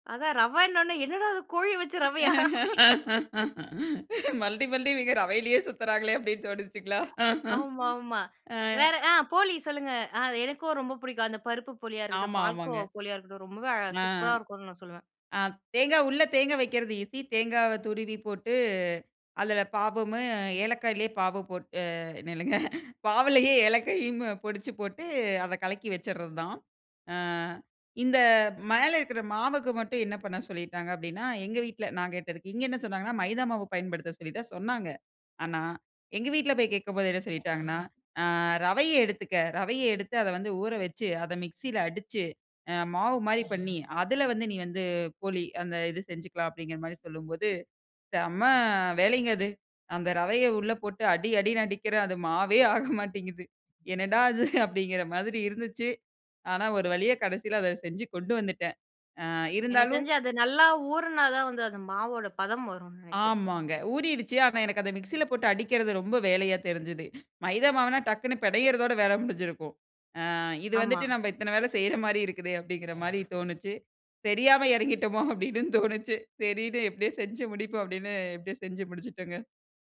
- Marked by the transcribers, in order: laughing while speaking: "என்னடா அது கோழி வச்சு ரவையா அப்டின்னு"; laugh; laughing while speaking: "மலடி மலடி இவங்க ரவையிலேயே சுத்துறாங்களே அப்டி னு தோணுச்சுங்கலா?"; "மறுபடியும், மறுபடியும்" said as "மலடி மலடி"; other background noise; other noise; drawn out: "போட்டு"; laughing while speaking: "பாவிலேயே ஏலக்காயும் பொடிச்சு போட்டு"; drawn out: "அ"; in English: "மிக்ஸில"; drawn out: "செம்ம"; chuckle; in English: "மிக்ஸில"; "பினையறதோட" said as "பிடையிறதோட"; laughing while speaking: "அப்டின்னு தோணுச்சு"
- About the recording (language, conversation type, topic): Tamil, podcast, சமையலில் புதிய முயற்சிகளை எப்படித் தொடங்குவீர்கள்?